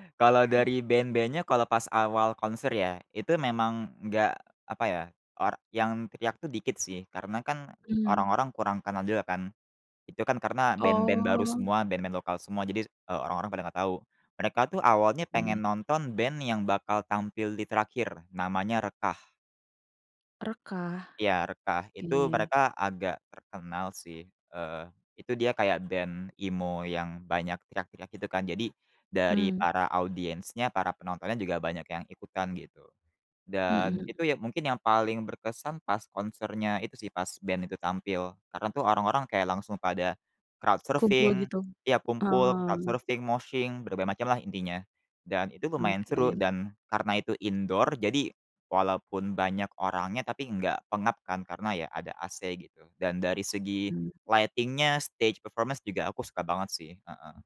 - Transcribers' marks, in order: in English: "emo"; in English: "crowd surfing"; in English: "crowd surfing, moshing"; other background noise; in English: "indoor"; in English: "lighting-nya, stage performance"
- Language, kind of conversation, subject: Indonesian, podcast, Apa pengalaman konser paling berkesan yang pernah kamu datangi?